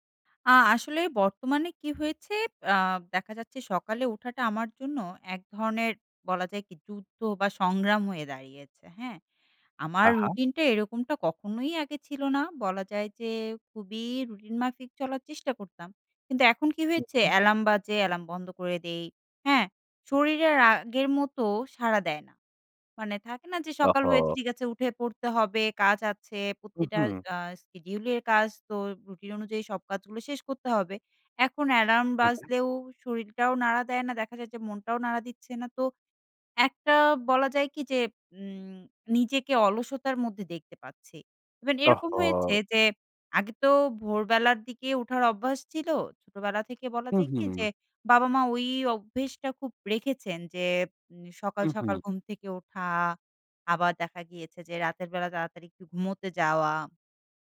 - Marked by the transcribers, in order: "শরীরটাও" said as "শরীলটাও"
- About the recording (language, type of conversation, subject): Bengali, advice, সকালে ওঠার রুটিন বজায় রাখতে অনুপ্রেরণা নেই